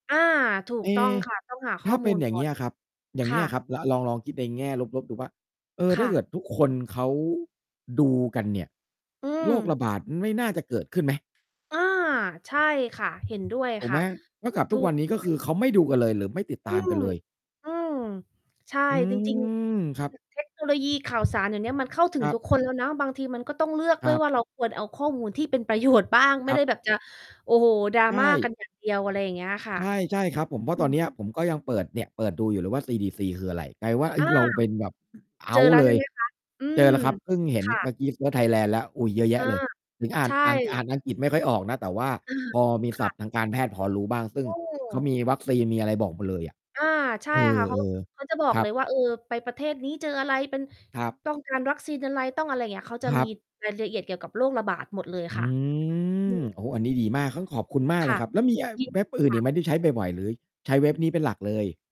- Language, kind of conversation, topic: Thai, unstructured, เราควรเตรียมตัวและรับมือกับโรคระบาดอย่างไรบ้าง?
- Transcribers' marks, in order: distorted speech; tapping; unintelligible speech; drawn out: "อืม"; laughing while speaking: "ประโยชน์"; other background noise; drawn out: "อืม"